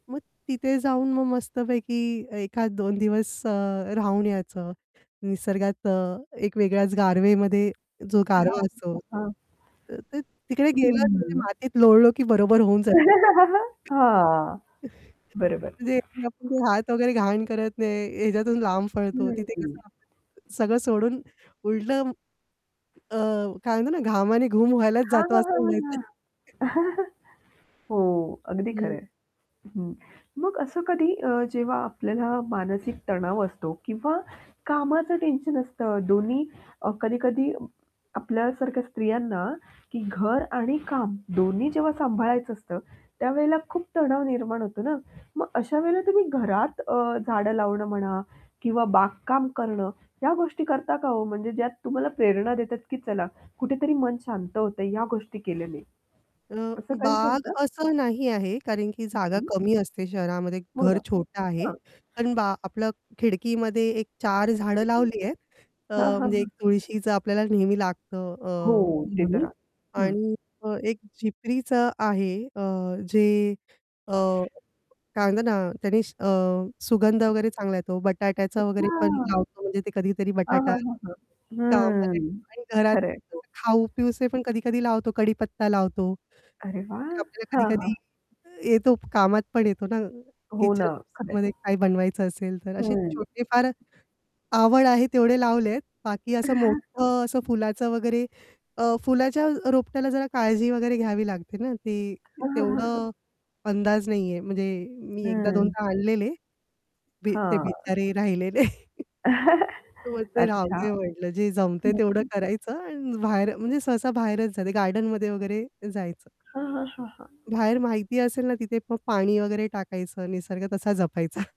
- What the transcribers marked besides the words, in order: other background noise; distorted speech; static; unintelligible speech; unintelligible speech; laugh; tapping; chuckle; laughing while speaking: "घामाने घूम व्हायलाच जातो असं म्हणायचं"; laugh; mechanical hum; unintelligible speech; stressed: "मोठं"; chuckle; other noise; laughing while speaking: "राहिले नाही"; chuckle; laughing while speaking: "जपायचा"
- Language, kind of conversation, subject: Marathi, podcast, निसर्ग किंवा संगीत तुम्हाला कितपत प्रेरणा देतात?